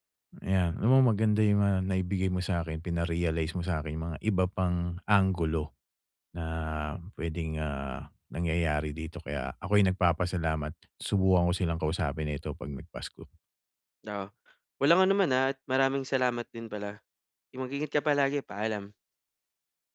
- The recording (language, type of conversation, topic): Filipino, advice, Paano ako makagagawa ng makabuluhang ambag sa komunidad?
- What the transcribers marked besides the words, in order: none